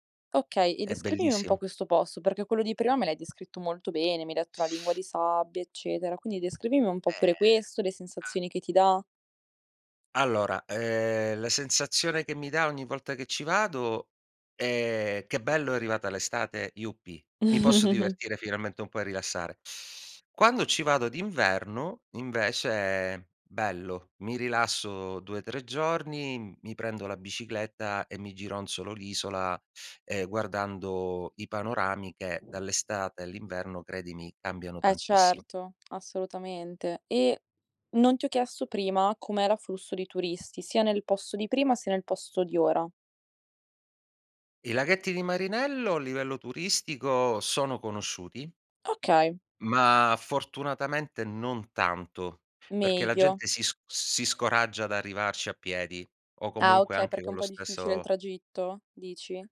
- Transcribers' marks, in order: tapping; chuckle; other background noise
- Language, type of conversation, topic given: Italian, podcast, Hai un posto vicino casa dove rifugiarti nella natura: qual è?